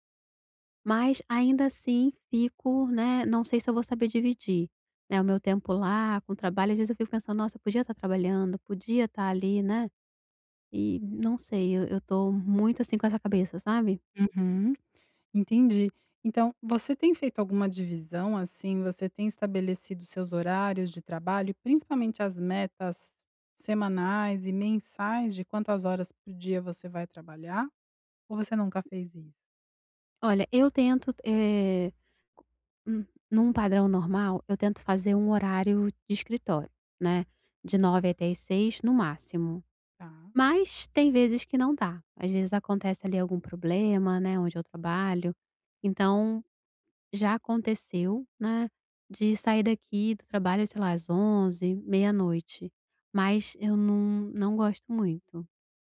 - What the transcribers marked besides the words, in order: tapping
- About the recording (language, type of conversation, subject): Portuguese, advice, Como posso equilibrar meu tempo entre responsabilidades e lazer?